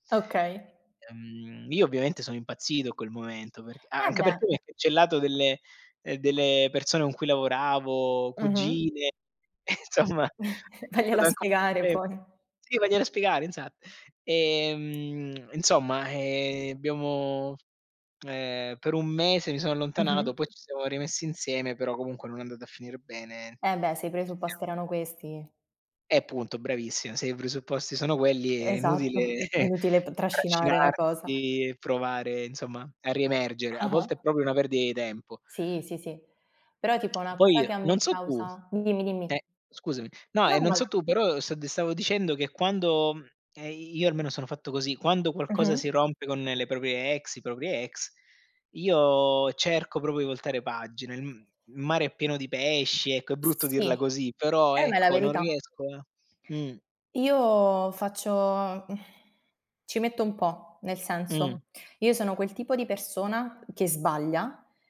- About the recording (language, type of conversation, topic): Italian, unstructured, È giusto controllare il telefono del partner per costruire fiducia?
- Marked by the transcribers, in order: chuckle; laughing while speaking: "insomma"; unintelligible speech; other background noise; chuckle; unintelligible speech; "proprio" said as "propio"; sigh